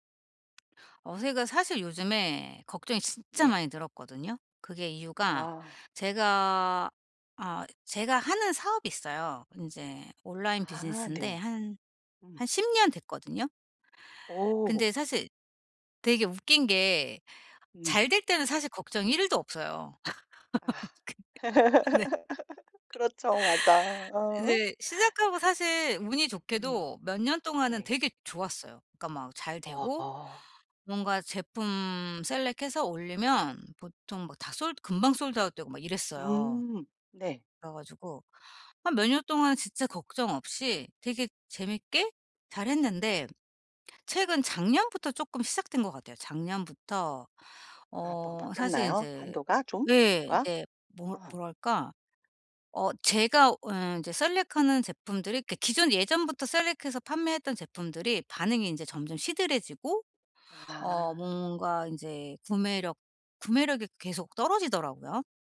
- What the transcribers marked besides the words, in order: other background noise; laugh; laughing while speaking: "근데 네"; laugh; laughing while speaking: "그렇죠. 맞아. 어"; in English: "셀렉해서"; in English: "솔드 아웃"; in English: "셀렉하는"; tapping; in English: "셀렉해서"
- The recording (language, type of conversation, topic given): Korean, advice, 걱정이 멈추지 않을 때, 걱정을 줄이고 해결에 집중하려면 어떻게 해야 하나요?